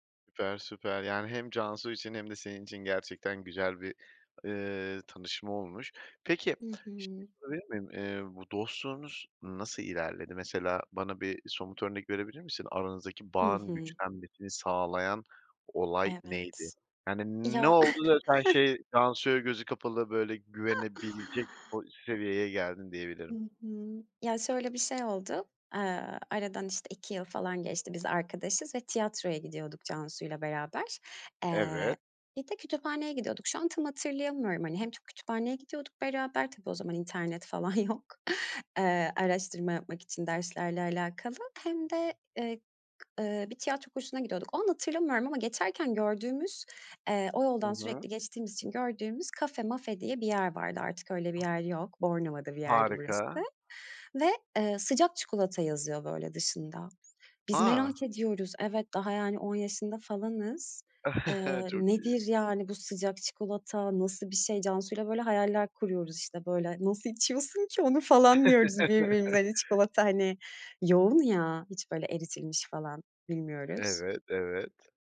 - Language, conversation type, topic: Turkish, podcast, En yakın dostluğunuz nasıl başladı, kısaca anlatır mısınız?
- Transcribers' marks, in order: chuckle; other noise; tapping; laughing while speaking: "falan"; other background noise; chuckle; chuckle